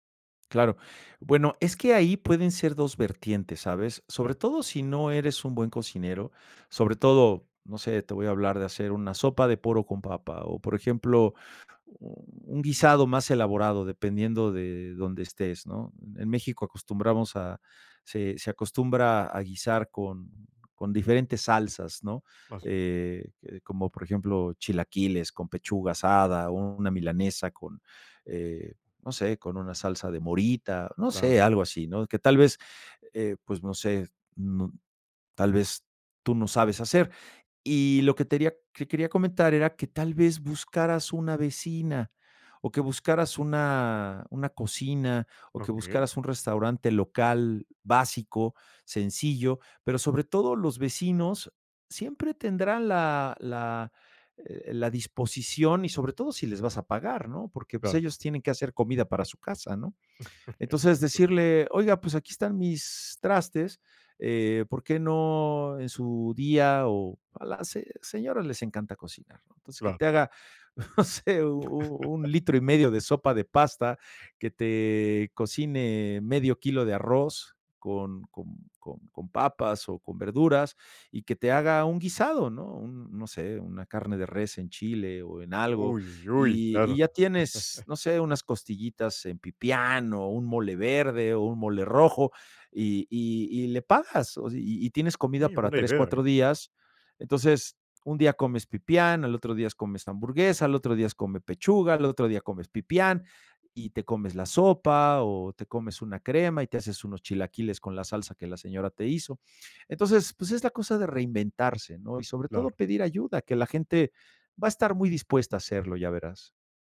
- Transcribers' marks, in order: chuckle; chuckle; chuckle
- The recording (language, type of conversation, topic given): Spanish, advice, ¿Cómo puedo organizarme mejor si no tengo tiempo para preparar comidas saludables?